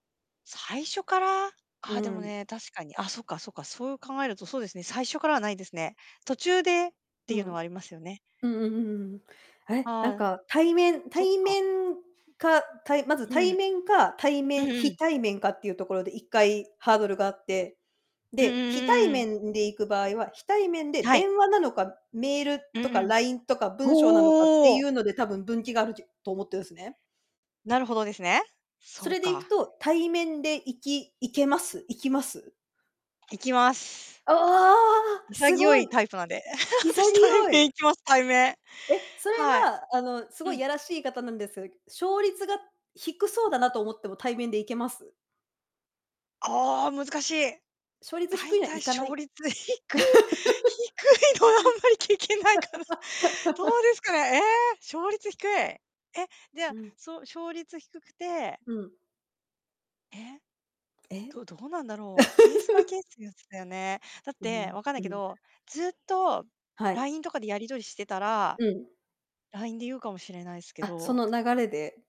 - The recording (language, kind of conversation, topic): Japanese, unstructured, 好きな人に気持ちをどうやって伝えますか？
- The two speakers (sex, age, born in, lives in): female, 40-44, Japan, Japan; female, 45-49, Japan, Japan
- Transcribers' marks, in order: tapping; chuckle; laughing while speaking: "低いのはあんまり聞けないかな"; laugh; distorted speech; laugh